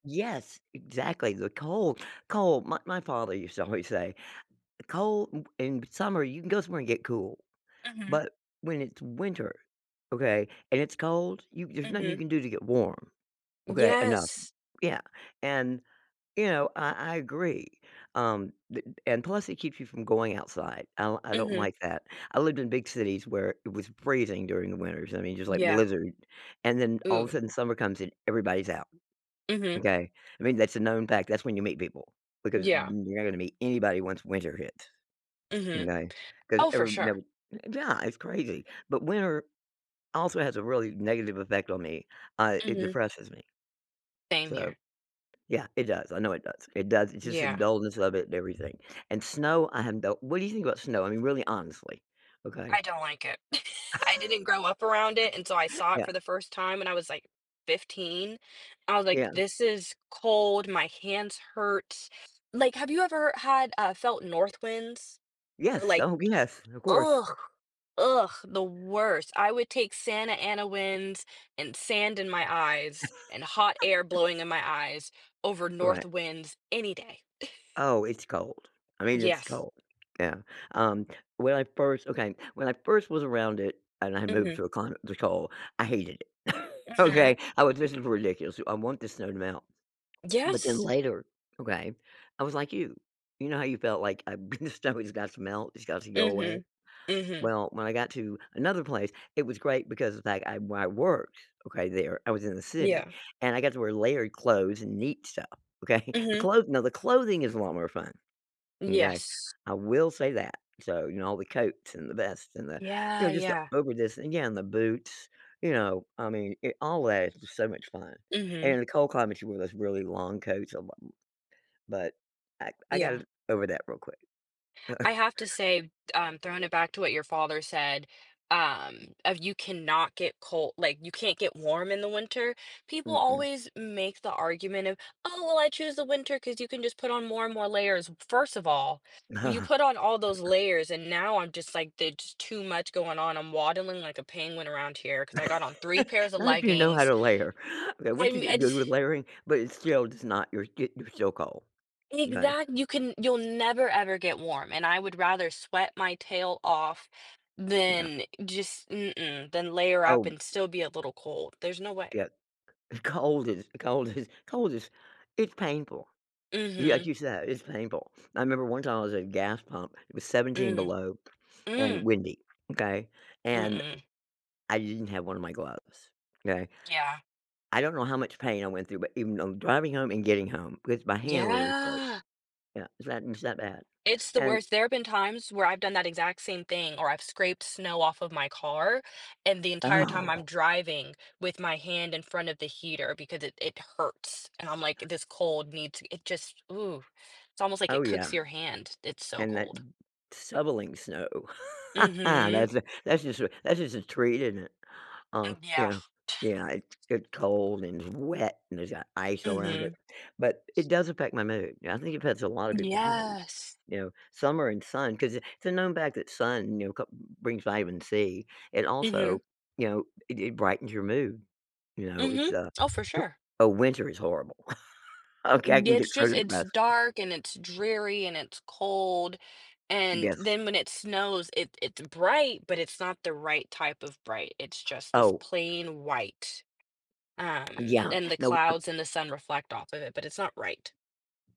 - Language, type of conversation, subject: English, unstructured, Which do you prefer, summer or winter?
- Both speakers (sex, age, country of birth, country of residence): female, 20-24, United States, United States; female, 65-69, United States, United States
- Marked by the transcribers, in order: unintelligible speech; other background noise; chuckle; laugh; laugh; chuckle; tapping; chuckle; laughing while speaking: "been"; laughing while speaking: "Okay?"; chuckle; chuckle; laugh; laughing while speaking: "cold is"; drawn out: "Yeah"; "shoveling" said as "soveling"; laugh; stressed: "wet"; chuckle; chuckle